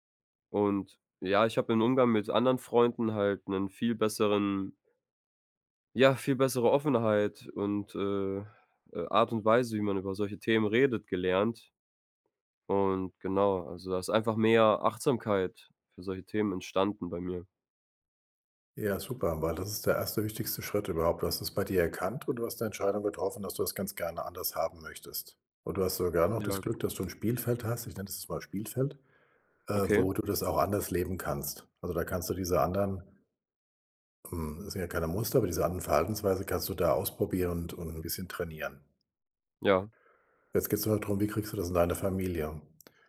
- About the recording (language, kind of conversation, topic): German, advice, Wie finden wir heraus, ob unsere emotionalen Bedürfnisse und Kommunikationsstile zueinander passen?
- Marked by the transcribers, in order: none